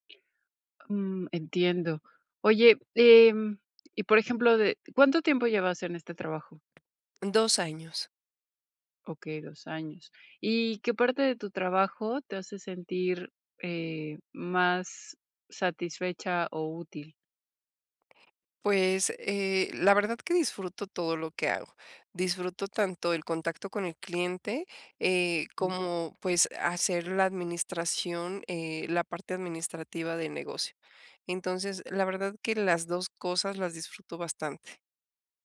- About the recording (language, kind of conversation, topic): Spanish, advice, ¿Cómo puedo mantener mi motivación en el trabajo cuando nadie reconoce mis esfuerzos?
- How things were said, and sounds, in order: none